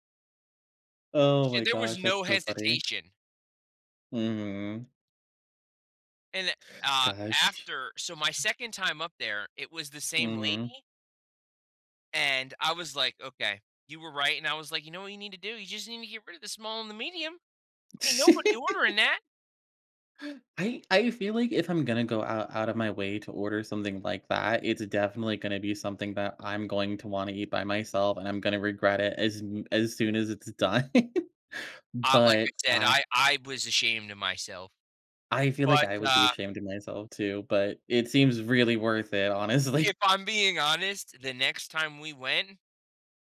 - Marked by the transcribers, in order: other background noise; laugh; inhale; laughing while speaking: "done"; laughing while speaking: "honestly"
- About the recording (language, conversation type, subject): English, unstructured, How should I split a single dessert or shared dishes with friends?